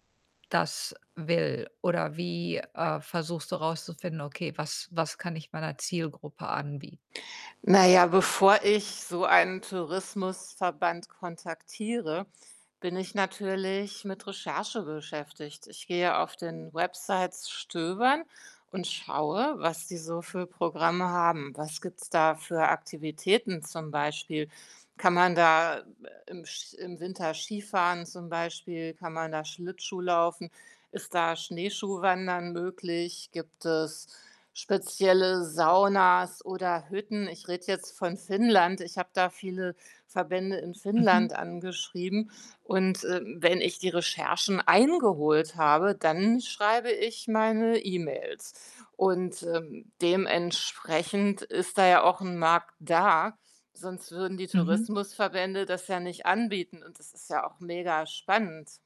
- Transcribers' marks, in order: other background noise
- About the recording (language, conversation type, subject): German, advice, Wie gehe ich mit Zweifeln an meiner Rolle als Gründer um und was hilft gegen das Impostor-Gefühl?